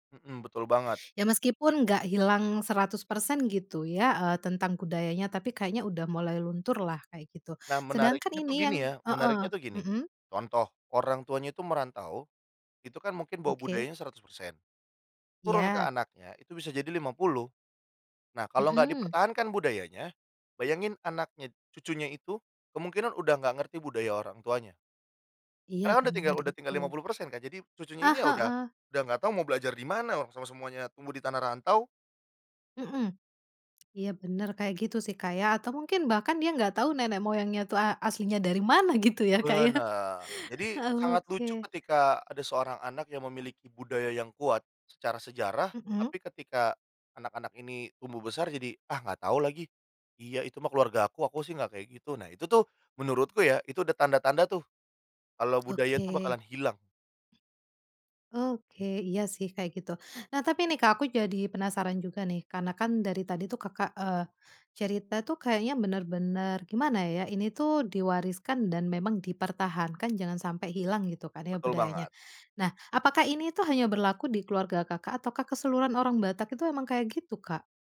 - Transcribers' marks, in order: laughing while speaking: "Kak, ya"; other background noise
- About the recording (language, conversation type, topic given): Indonesian, podcast, Bagaimana keluarga kamu mempertahankan budaya asal saat merantau?